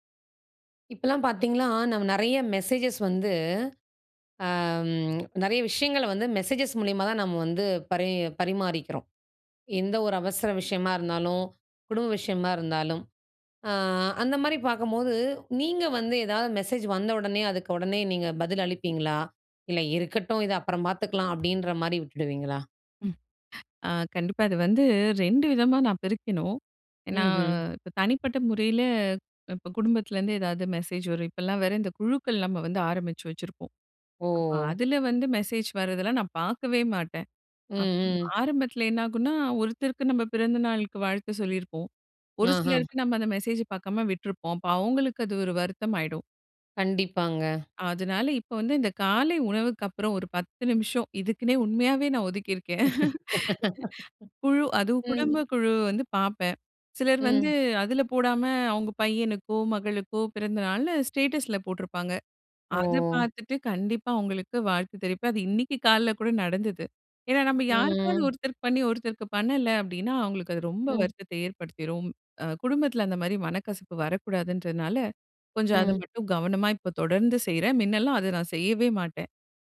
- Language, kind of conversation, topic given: Tamil, podcast, நீங்கள் செய்தி வந்தவுடன் உடனே பதிலளிப்பீர்களா?
- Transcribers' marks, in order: other background noise; other noise; laugh